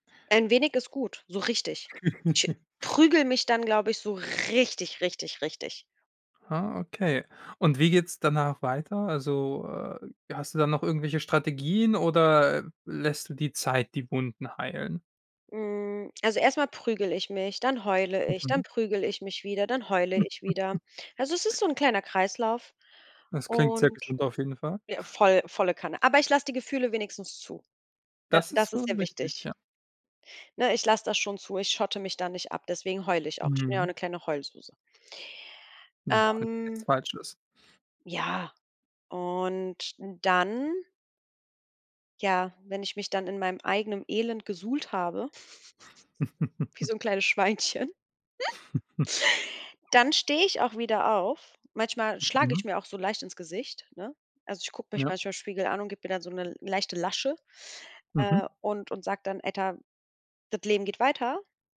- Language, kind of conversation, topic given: German, podcast, Was hilft dir, nach einem Fehltritt wieder klarzukommen?
- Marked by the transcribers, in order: stressed: "so richtig"; laugh; "prügle" said as "prügel"; stressed: "richtig"; drawn out: "oder"; drawn out: "Mm"; chuckle; unintelligible speech; chuckle; laughing while speaking: "Schweinchen"; giggle; chuckle